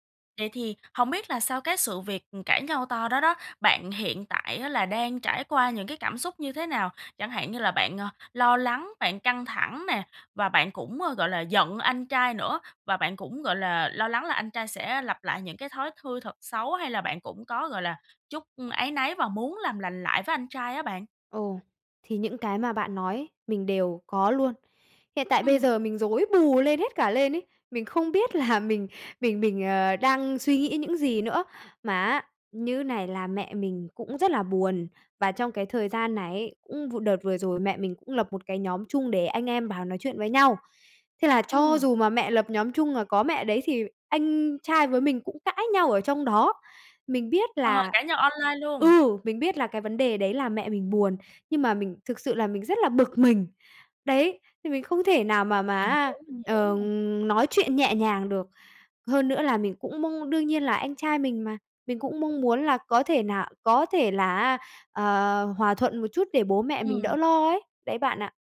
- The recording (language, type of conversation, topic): Vietnamese, advice, Làm thế nào để giảm áp lực và lo lắng sau khi cãi vã với người thân?
- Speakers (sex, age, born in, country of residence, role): female, 20-24, Vietnam, Vietnam, user; female, 25-29, Vietnam, Vietnam, advisor
- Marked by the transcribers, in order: tapping; laughing while speaking: "là"